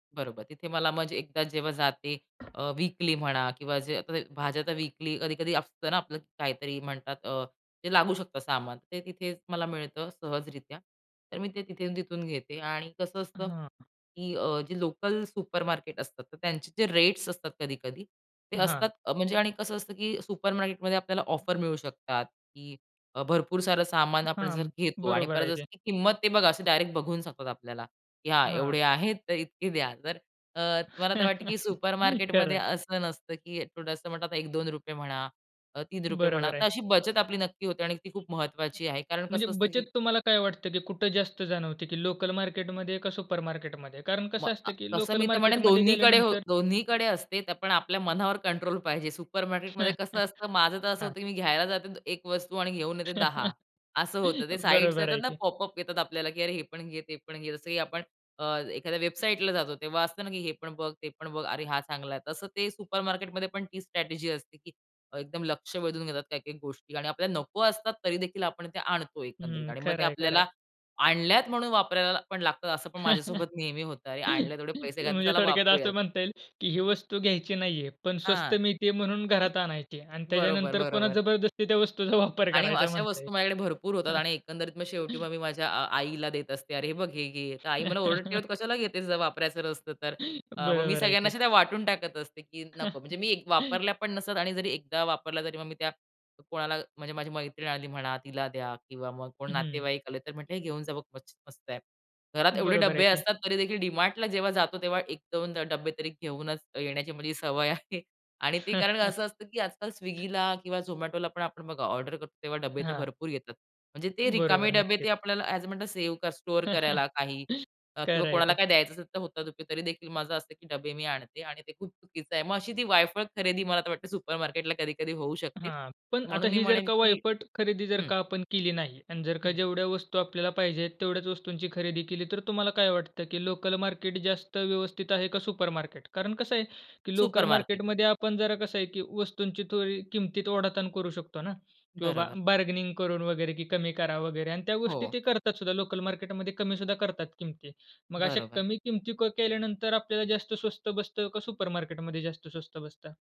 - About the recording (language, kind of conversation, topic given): Marathi, podcast, लोकल बाजार आणि सुपरमार्केट यांपैकी खरेदीसाठी तुम्ही काय निवडता?
- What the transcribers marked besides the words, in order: other background noise; tapping; in English: "सुपरमार्केट"; in English: "सुपरमार्केट"; in English: "सुपरमार्केट"; chuckle; horn; in English: "सुपरमार्केटमध्ये?"; in English: "सुपरमार्केटमध्ये"; chuckle; chuckle; in English: "पॉपअप"; chuckle; laughing while speaking: "म्हणजे थोडक्यात असं म्हणता येईल"; chuckle; laughing while speaking: "वापर करायचा"; chuckle; chuckle; chuckle; chuckle; chuckle; laughing while speaking: "आहे"; chuckle; chuckle; in English: "सेव्ह स्टोअर"; in English: "सुपरमार्केटला"; in English: "सुपरमार्केट?"; in English: "सुपरमार्केट"; in English: "बार्गेनिंग"; in English: "सुपरमार्केट"